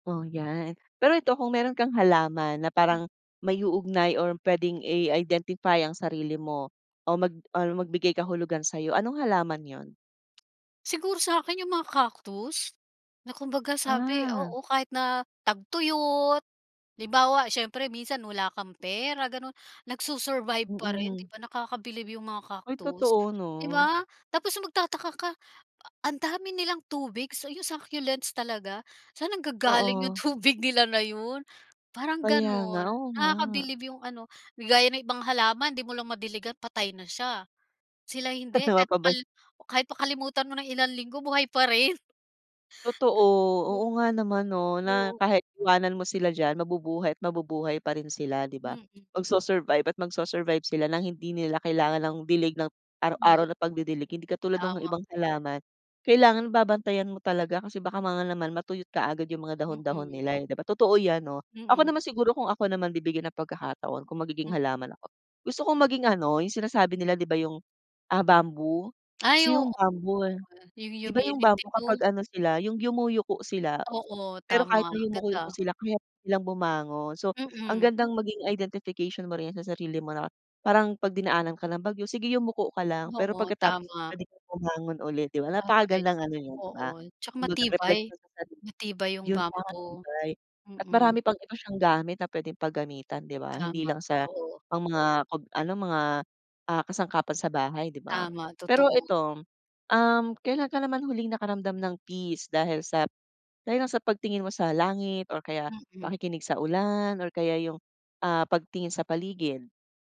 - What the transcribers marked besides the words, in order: laughing while speaking: "tubig"; chuckle; in English: "humility"
- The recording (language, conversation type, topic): Filipino, podcast, Ano ang pinakamahalagang aral na natutunan mo mula sa kalikasan?